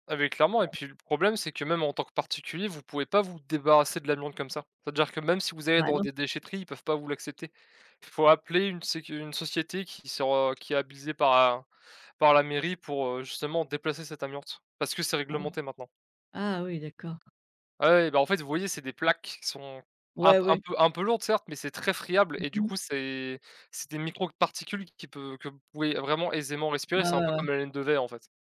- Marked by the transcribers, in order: other background noise; "habilitée" said as "habilisée"; stressed: "très"
- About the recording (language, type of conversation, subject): French, unstructured, Que penses-tu des effets du changement climatique sur la nature ?